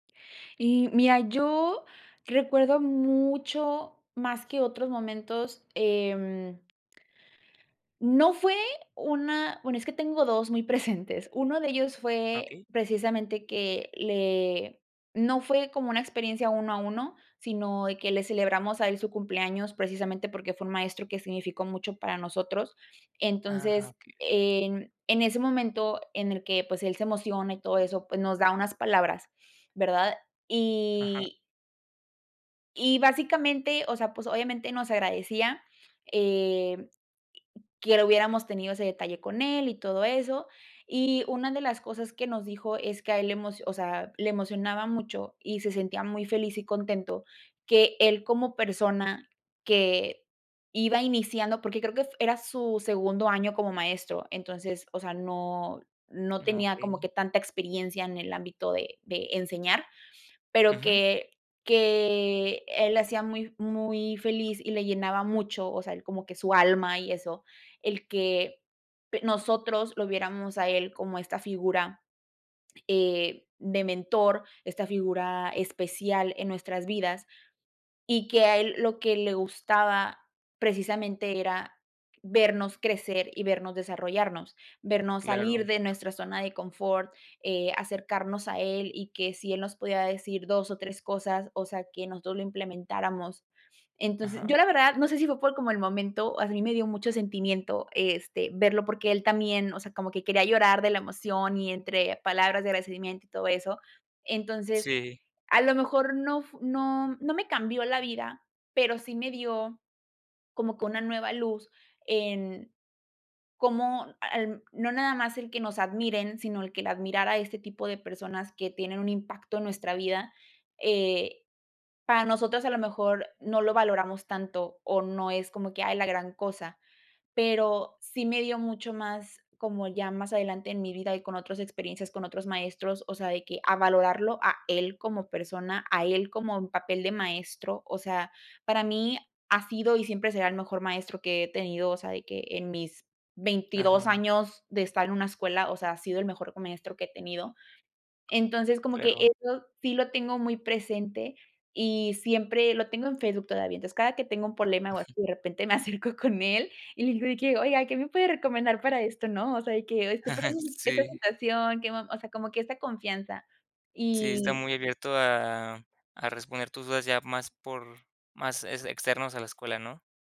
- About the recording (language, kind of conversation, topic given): Spanish, podcast, ¿Cuál fue una clase que te cambió la vida y por qué?
- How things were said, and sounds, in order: tapping; other noise; "problema" said as "poblema"; laughing while speaking: "me acerco con él"; chuckle; chuckle